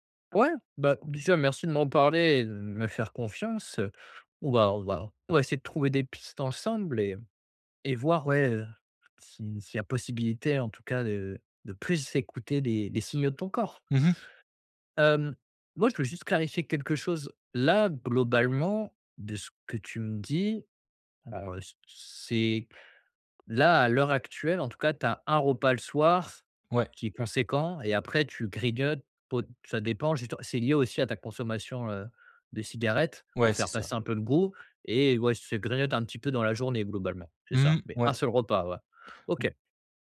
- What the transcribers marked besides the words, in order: "goût" said as "groût"
- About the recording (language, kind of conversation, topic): French, advice, Comment savoir si j’ai vraiment faim ou si c’est juste une envie passagère de grignoter ?